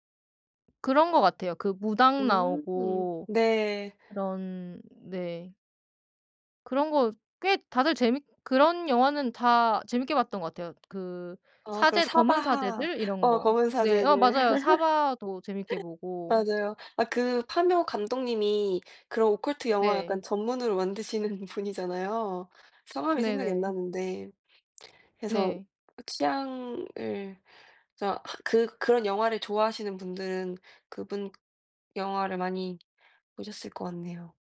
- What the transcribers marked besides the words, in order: other background noise; laugh
- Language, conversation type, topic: Korean, unstructured, 최근에 본 영화 중에서 특히 기억에 남는 작품이 있나요?